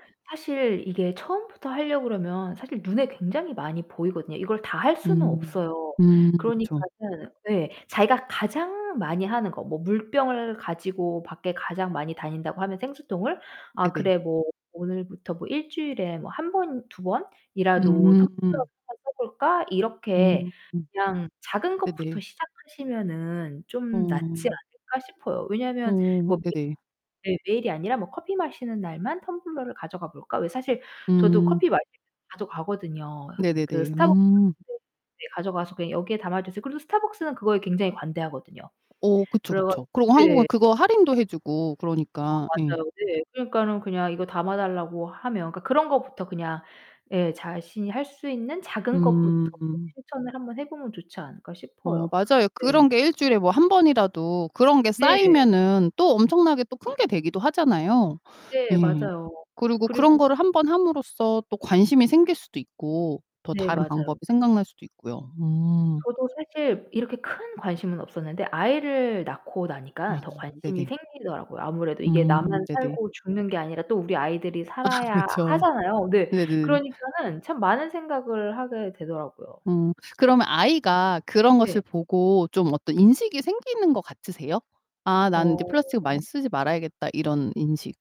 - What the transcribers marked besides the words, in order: static; distorted speech; other background noise; unintelligible speech; laughing while speaking: "아"
- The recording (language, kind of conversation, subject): Korean, podcast, 플라스틱 사용을 줄이기 위한 실용적인 팁은 무엇인가요?